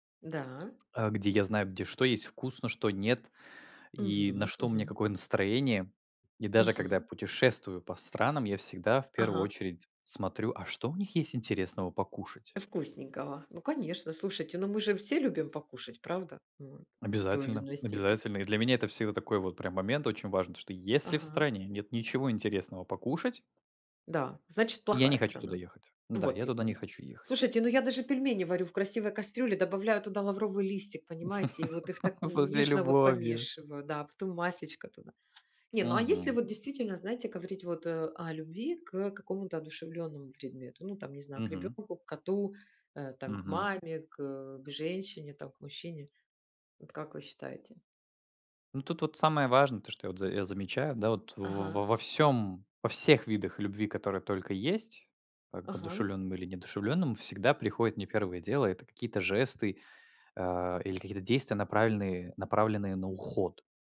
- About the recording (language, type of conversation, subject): Russian, unstructured, Как выражать любовь словами и действиями?
- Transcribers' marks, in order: tapping; laugh